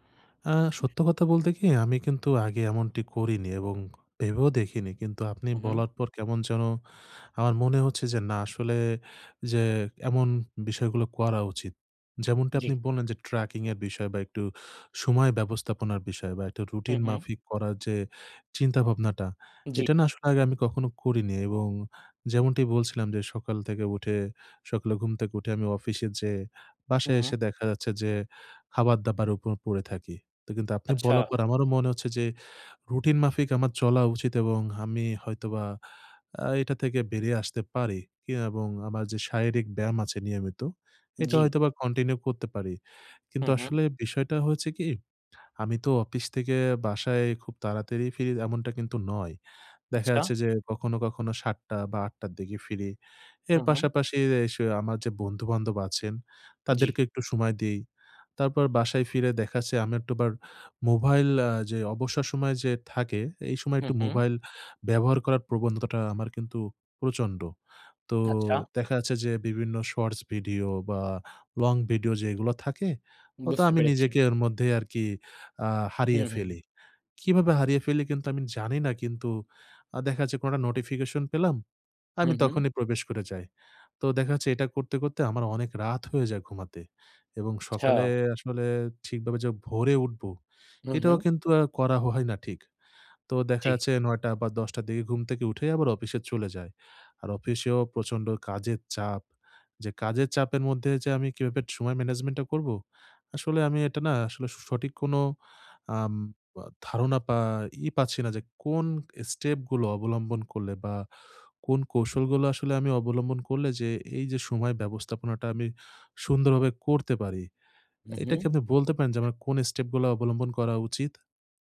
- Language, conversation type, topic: Bengali, advice, ব্যায়ামে নিয়মিত থাকার সহজ কৌশল
- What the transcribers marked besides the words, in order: other background noise; "আমি" said as "হাম্মি"; "অফিস" said as "অপিস"; "মোবাইল" said as "মোভাইল"; laughing while speaking: "হয় না"; tapping